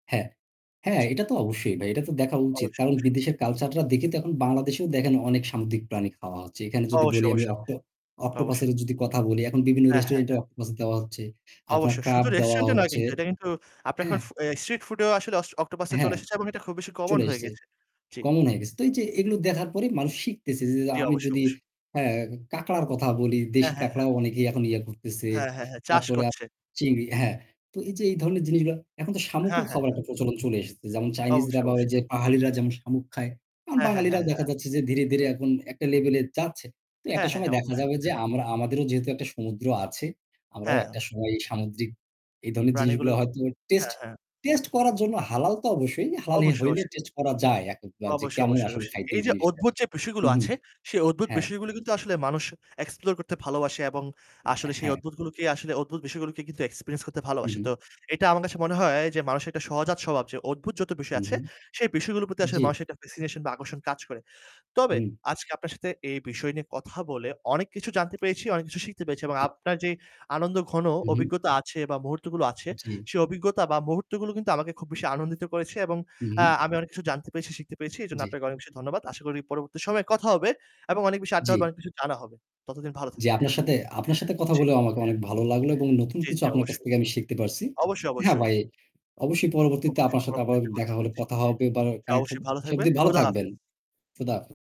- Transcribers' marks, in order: static; distorted speech; other background noise; in English: "fascination"; tapping
- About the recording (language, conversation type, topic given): Bengali, unstructured, আপনি সবচেয়ে মজার বা অদ্ভুত কোন জায়গায় গিয়েছেন?